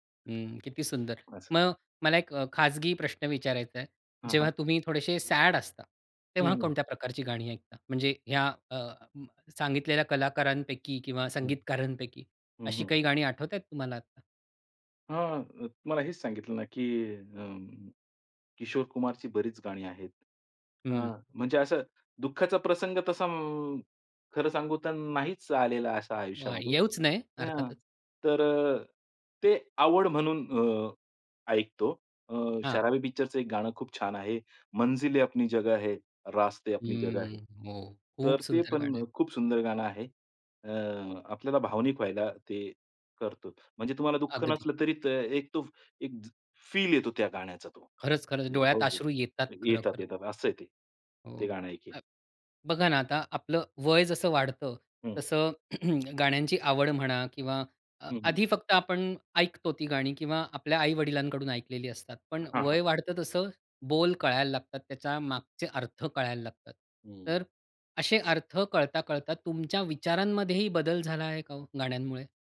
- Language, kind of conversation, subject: Marathi, podcast, कोणत्या कलाकाराचं संगीत तुला विशेष भावतं आणि का?
- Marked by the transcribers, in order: in English: "सॅड"; in Hindi: "मंजिले अपनी जगह है, रास्ते अपनी जगह है"; in English: "फील"; throat clearing